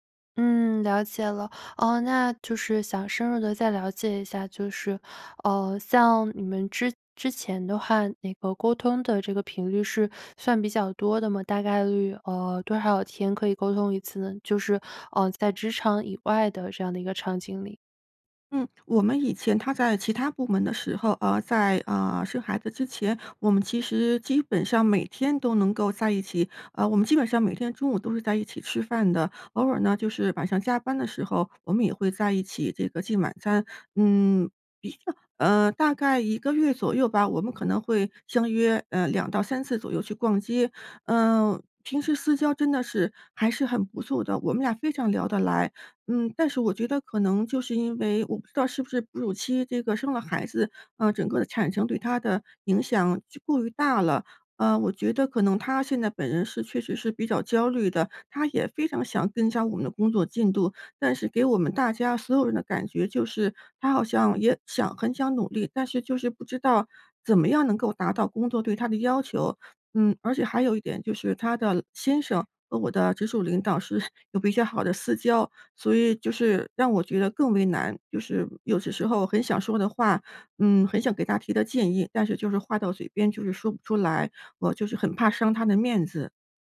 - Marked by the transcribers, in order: tapping; chuckle
- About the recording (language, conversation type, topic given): Chinese, advice, 在工作中该如何给同事提供负面反馈？